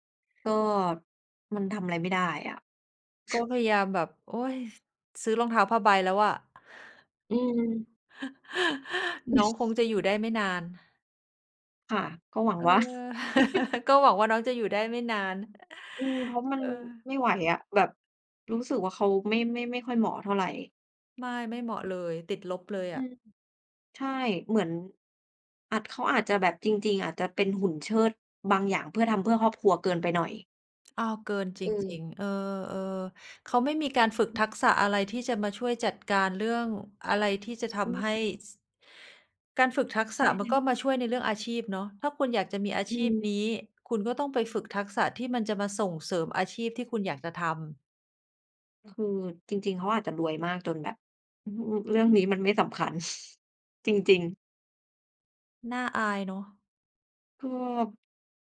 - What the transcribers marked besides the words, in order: chuckle; chuckle; laugh; chuckle; tapping; chuckle
- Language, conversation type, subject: Thai, unstructured, คุณเริ่มต้นฝึกทักษะใหม่ ๆ อย่างไรเมื่อไม่มีประสบการณ์?